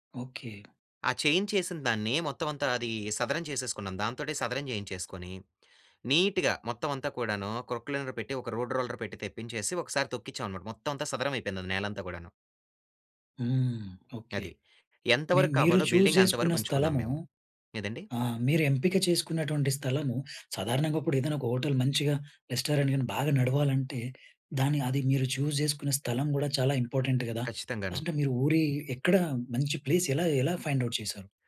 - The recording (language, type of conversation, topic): Telugu, podcast, ఒక కమ్యూనిటీ వంటశాల నిర్వహించాలంటే ప్రారంభంలో ఏం చేయాలి?
- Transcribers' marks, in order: in English: "నీట్‌గా"; in English: "క్రోక్లైనర్"; in English: "రోడ్ రోలర్"; in English: "చూ‌జ్"; in English: "బిల్డింగ్"; in English: "హోటల్"; in English: "రెస్టారెంట్"; in English: "చూజ్"; in English: "ఇంపార్టెంట్"; in English: "ప్లేస్"; in English: "ఫైండ్ అవుట్"